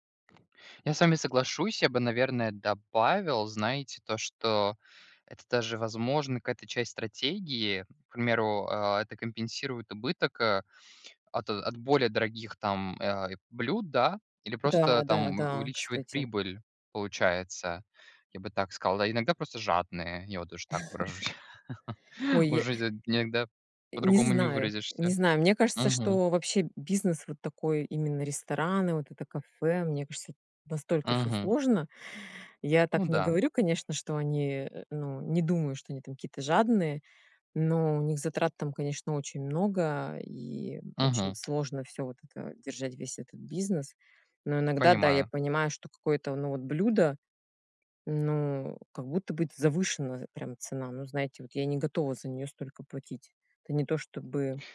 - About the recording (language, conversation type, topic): Russian, unstructured, Зачем некоторые кафе завышают цены на простые блюда?
- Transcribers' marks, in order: other background noise; chuckle; tapping; laughing while speaking: "выражусь"; laugh